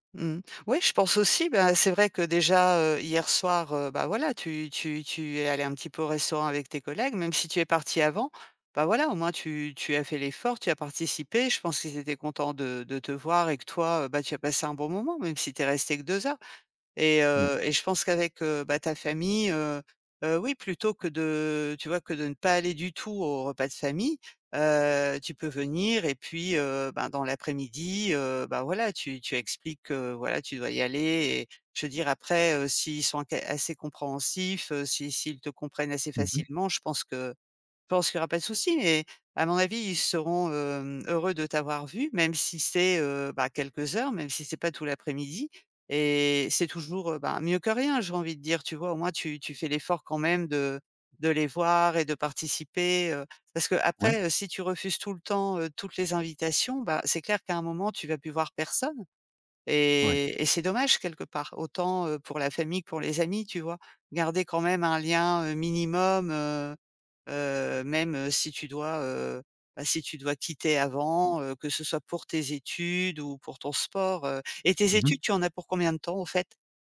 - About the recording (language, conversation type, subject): French, advice, Pourquoi est-ce que je me sens coupable vis-à-vis de ma famille à cause du temps que je consacre à d’autres choses ?
- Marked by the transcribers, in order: none